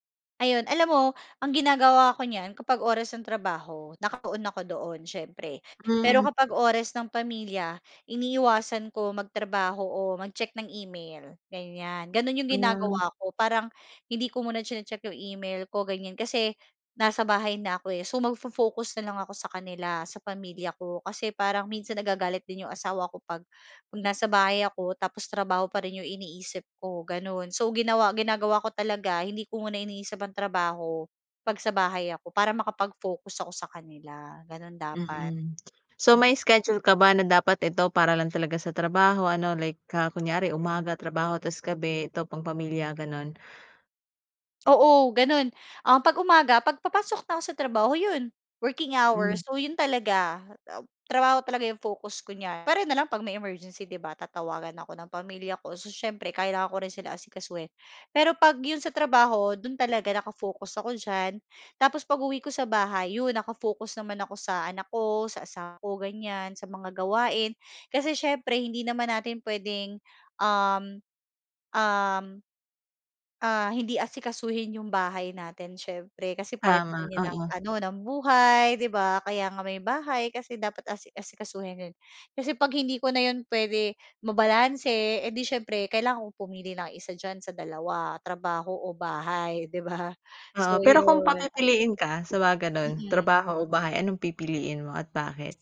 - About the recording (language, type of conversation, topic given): Filipino, podcast, Paano mo nababalanse ang trabaho at mga gawain sa bahay kapag pareho kang abala sa dalawa?
- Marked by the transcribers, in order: other background noise; tapping; background speech